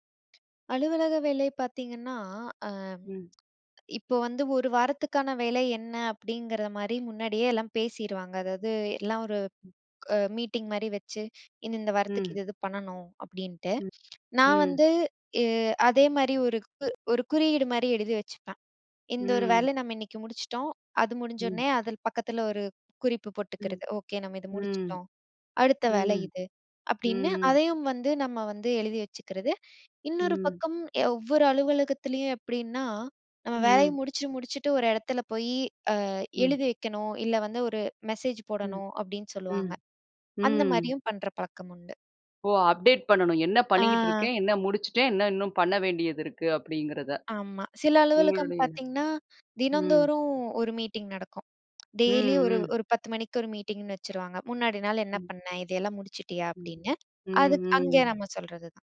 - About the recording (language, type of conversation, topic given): Tamil, podcast, வேலைமுறைகளைச் சீரமைப்பதற்கு உதவும் சிறிய பழக்கங்கள் என்னென்ன?
- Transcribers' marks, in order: other background noise; in English: "அப்டேட்"